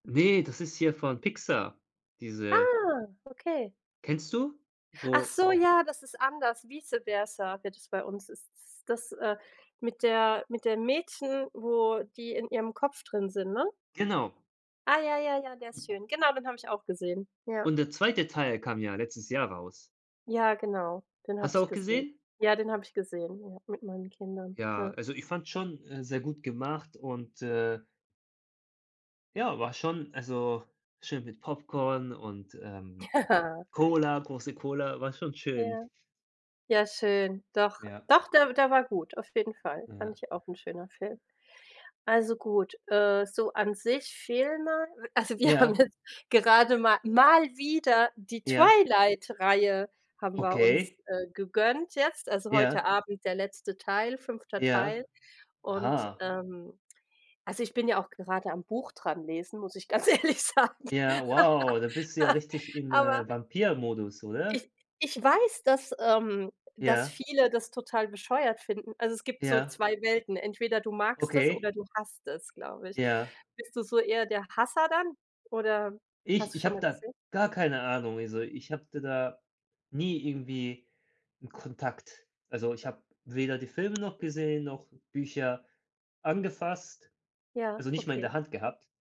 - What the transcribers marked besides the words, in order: other noise; laughing while speaking: "Ja"; laughing while speaking: "also wir haben jetzt"; stressed: "mal wieder"; laughing while speaking: "ganz ehrlich sagen"; laugh; other background noise
- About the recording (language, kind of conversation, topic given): German, unstructured, Welcher Film hat dich zuletzt richtig begeistert?